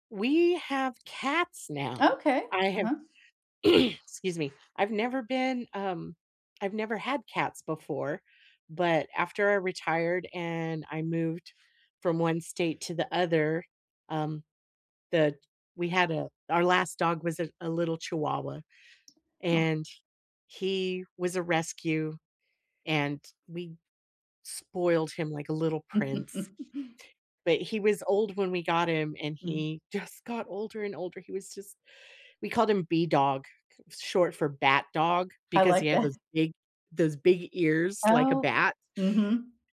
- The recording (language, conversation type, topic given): English, unstructured, What is a happy memory you have with a pet?
- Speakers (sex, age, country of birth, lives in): female, 55-59, United States, United States; female, 60-64, United States, United States
- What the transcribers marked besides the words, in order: throat clearing; other background noise; alarm; laugh; laughing while speaking: "that"